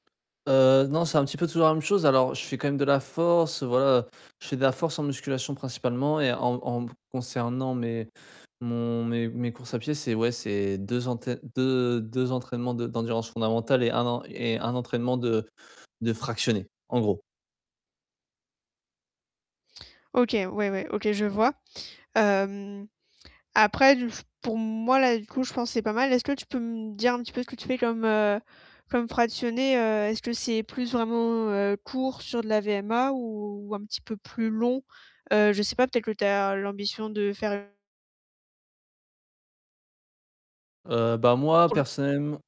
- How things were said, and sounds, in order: mechanical hum; static; distorted speech; other noise
- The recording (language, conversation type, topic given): French, advice, Que puis-je faire si je m’entraîne régulièrement mais que je ne constate plus d’amélioration ?